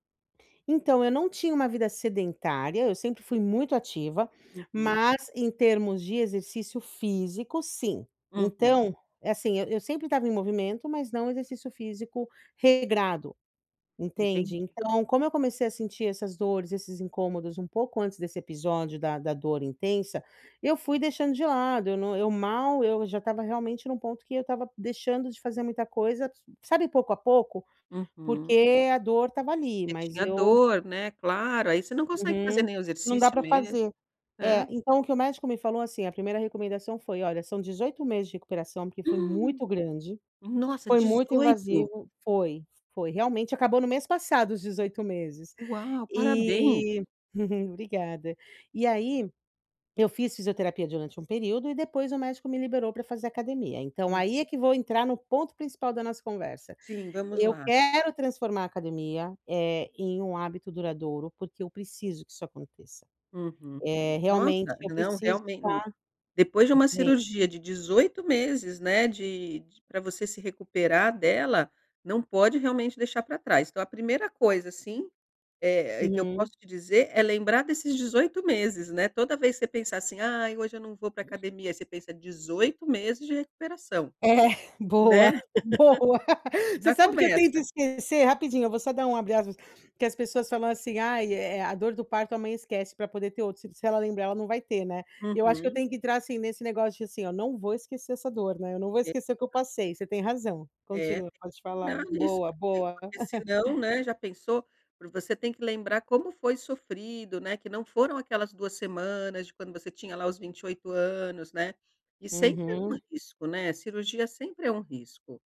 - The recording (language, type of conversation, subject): Portuguese, advice, Como posso transformar pequenos passos em hábitos duradouros?
- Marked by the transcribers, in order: afraid: "Hum, nossa, dezoito"; chuckle; other background noise; laughing while speaking: "É, boa, boa"; laugh; unintelligible speech; laugh